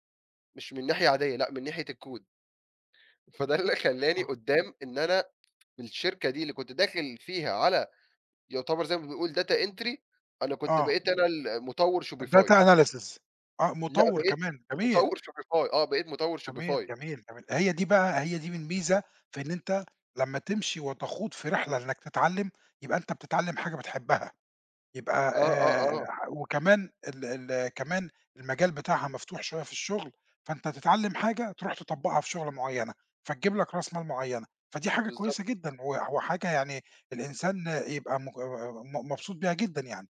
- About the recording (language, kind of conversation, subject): Arabic, podcast, إزاي بدأت رحلتك مع التعلّم وإيه اللي شجّعك من الأول؟
- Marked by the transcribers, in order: in English: "الCode"; laughing while speaking: "فده اللي خلاني"; in English: "data entry"; other background noise; in English: "data analysis"